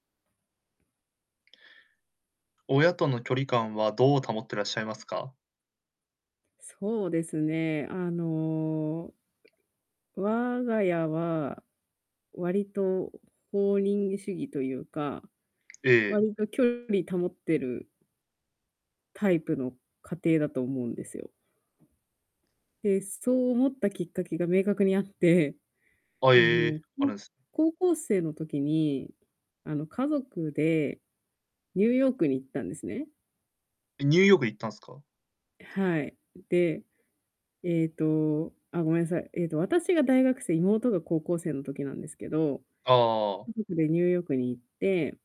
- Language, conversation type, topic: Japanese, podcast, 親との適切な距離感はどうやって保っていますか？
- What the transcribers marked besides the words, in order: static; drawn out: "あの"; tapping; distorted speech